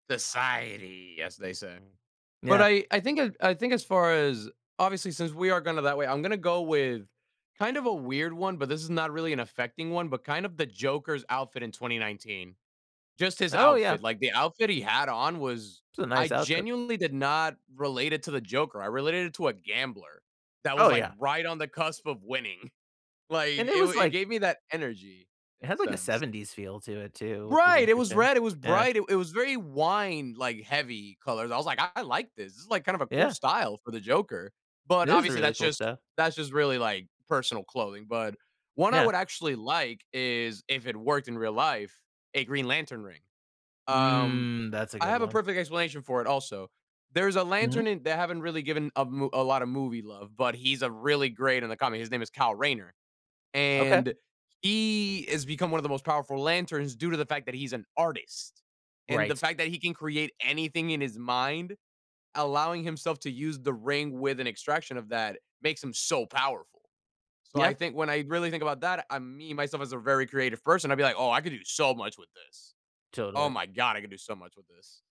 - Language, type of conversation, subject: English, unstructured, What film prop should I borrow, and how would I use it?
- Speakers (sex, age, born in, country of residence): male, 20-24, Venezuela, United States; male, 40-44, United States, United States
- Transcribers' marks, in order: tapping